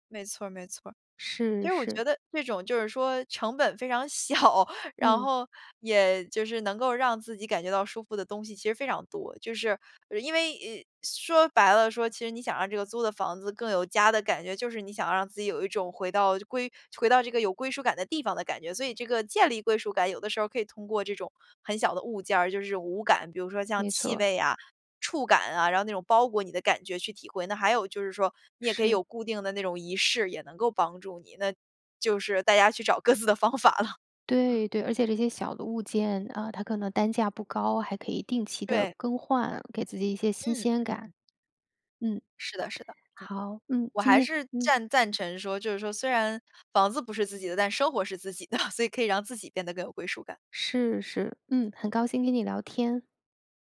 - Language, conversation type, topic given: Chinese, podcast, 有哪些简单的方法能让租来的房子更有家的感觉？
- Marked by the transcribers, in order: laughing while speaking: "小"; laughing while speaking: "各自的方法了"; laughing while speaking: "的"